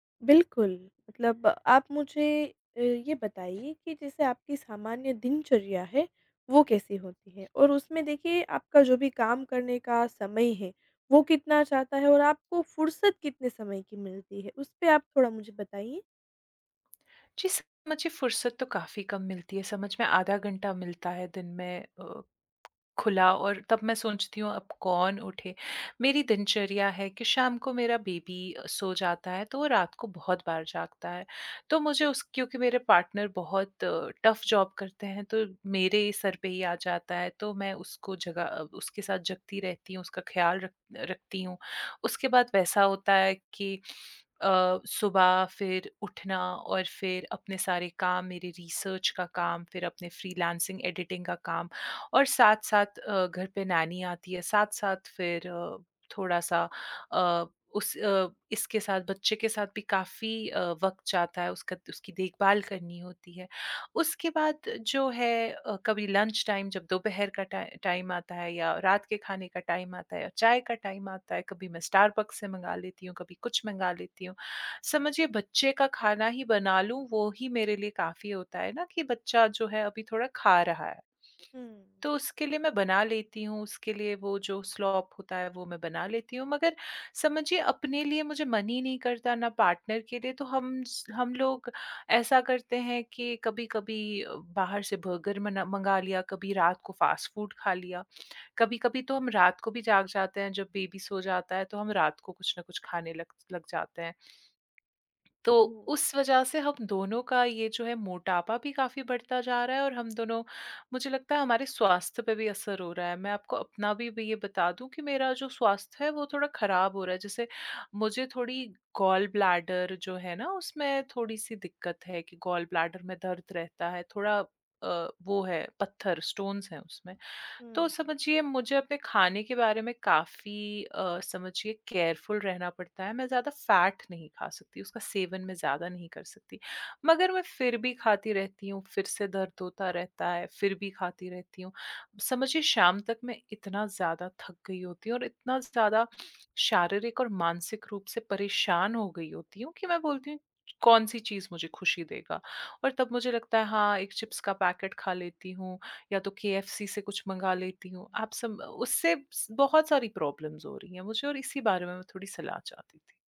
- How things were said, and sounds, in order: tapping; in English: "बेबी"; in English: "पार्टनर"; in English: "टफ़ जॉब"; in English: "रिसर्च"; in English: "फ़्रीलांसिंग, एडिटिंग"; in English: "नैनी"; in English: "लंच टाइम"; in English: "टाइ टाइम"; in English: "टाइम"; in English: "टाइम"; in English: "पार्टनर"; in English: "फ़ास्ट-फ़ूड"; in English: "बेबी"; in English: "गॉल ब्लैडर"; in English: "गॉल ब्लैडर"; in English: "स्टोन्स"; in English: "केयरफुल"; other background noise; in English: "प्रॉब्लम्स"
- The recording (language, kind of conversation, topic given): Hindi, advice, स्वस्थ भोजन बनाने का समय मेरे पास क्यों नहीं होता?